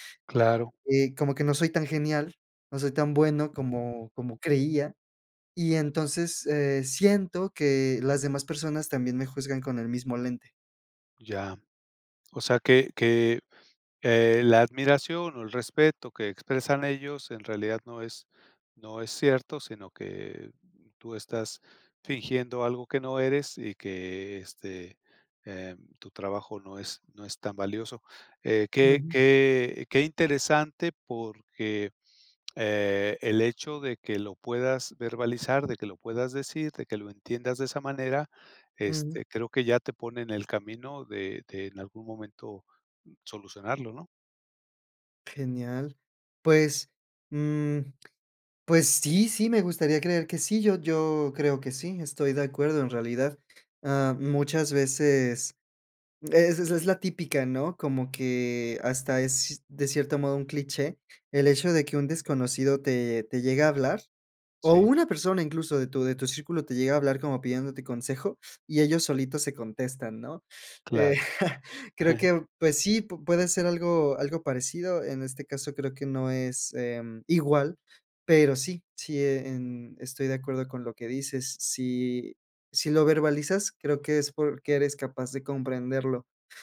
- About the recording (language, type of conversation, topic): Spanish, podcast, ¿Cómo empezarías a conocerte mejor?
- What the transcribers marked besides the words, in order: other background noise; tapping; chuckle